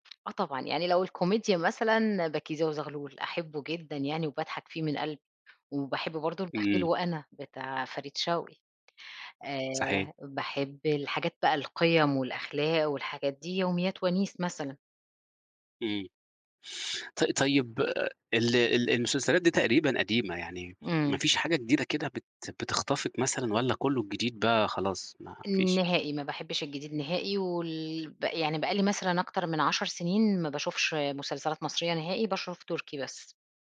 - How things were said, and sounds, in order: none
- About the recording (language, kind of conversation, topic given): Arabic, podcast, إيه المسلسل اللي في رأيك لازم كل الناس تتفرّج عليه؟